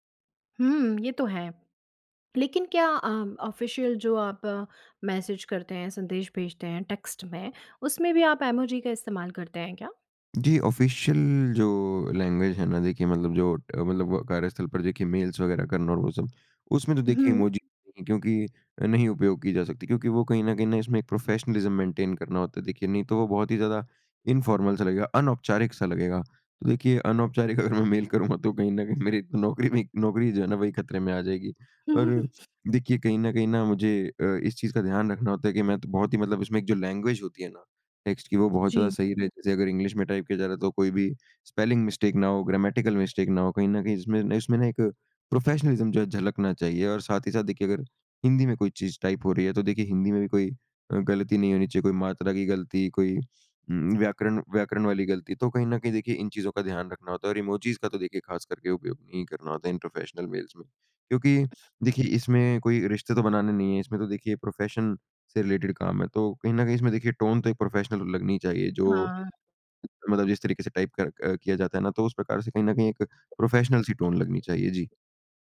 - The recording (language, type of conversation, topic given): Hindi, podcast, आप आवाज़ संदेश और लिखित संदेश में से किसे पसंद करते हैं, और क्यों?
- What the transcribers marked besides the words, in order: in English: "ऑफ़िशियल"; in English: "मैसेज"; in English: "टेक्स्ट"; in English: "ऑफ़िशियल"; in English: "लैंग्वेज"; in English: "मेल्स"; in English: "इमोजी"; in English: "प्रोफ़ेशनलिज़्म मेंटेन"; in English: "इन्फ़ॉर्मल"; joyful: "मैं मेल करूँगा तो कहीं … में आ जाएगी"; in English: "मेल"; chuckle; in English: "लैंग्वेज"; in English: "टेक्स्ट"; in English: "इंग्लिश"; in English: "टाइप"; in English: "स्पेलिंग मिस्टेक"; in English: "ग्रामेटिकल मिस्टेक"; in English: "प्रोफ़ेशनलिज़्म"; in English: "टाइप"; in English: "इमोजिज़"; in English: "प्रोफ़ेशनल मेल्स"; other background noise; in English: "प्रोफ़ेशन"; in English: "रिलेटेड"; in English: "टोन"; in English: "प्रोफ़ेशनल"; in English: "टाइप"; in English: "प्रोफ़ेशनल"; tapping; in English: "टोन"